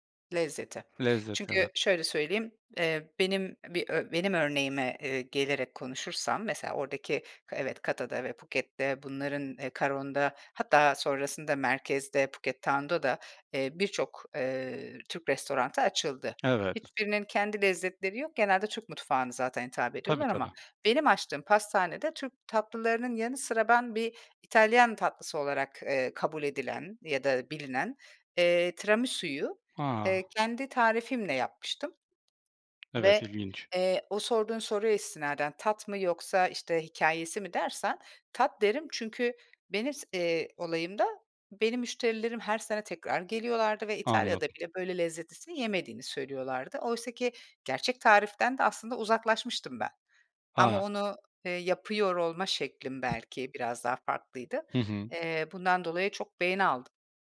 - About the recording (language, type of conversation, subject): Turkish, podcast, Kendi imzanı taşıyacak bir tarif yaratmaya nereden başlarsın?
- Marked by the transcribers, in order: tapping